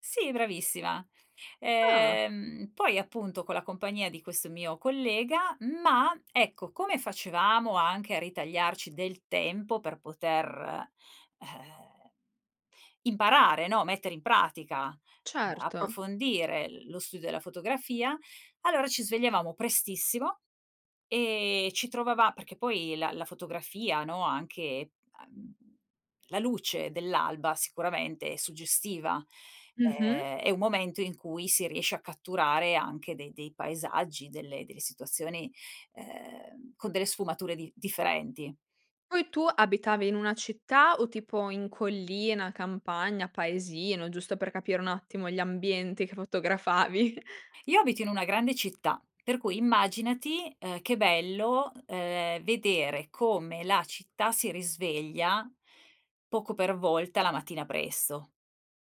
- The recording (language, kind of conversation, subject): Italian, podcast, Come riuscivi a trovare il tempo per imparare, nonostante il lavoro o la scuola?
- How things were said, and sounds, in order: laughing while speaking: "fotografavi"